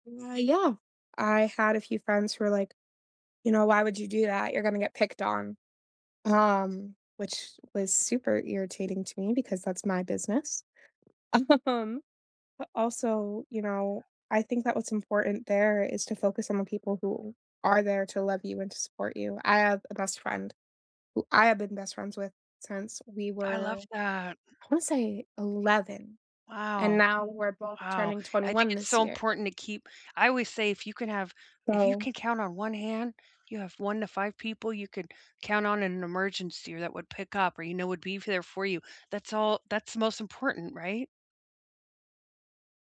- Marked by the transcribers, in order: laughing while speaking: "Um"; tapping
- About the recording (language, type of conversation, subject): English, unstructured, What is the difference between fitting in and being true to yourself?
- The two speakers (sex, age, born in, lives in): female, 20-24, United States, United States; female, 45-49, United States, Canada